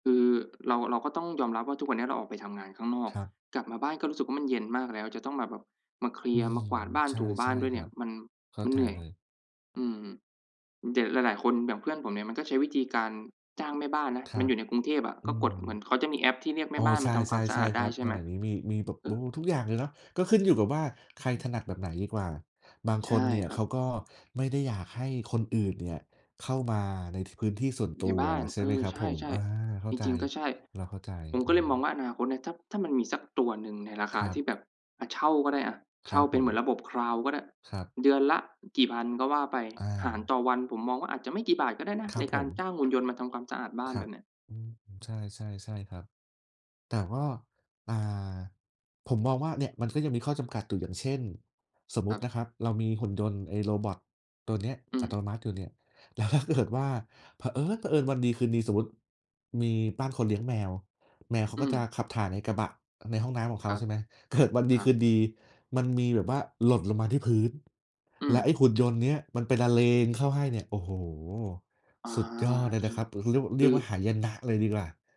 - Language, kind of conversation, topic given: Thai, unstructured, คุณเคยรู้สึกประหลาดใจกับสิ่งที่หุ่นยนต์ทำได้ไหม?
- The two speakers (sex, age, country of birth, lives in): male, 25-29, Thailand, Thailand; male, 30-34, Thailand, Thailand
- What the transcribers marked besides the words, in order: tapping; chuckle; laughing while speaking: "แล้วถ้าเกิด"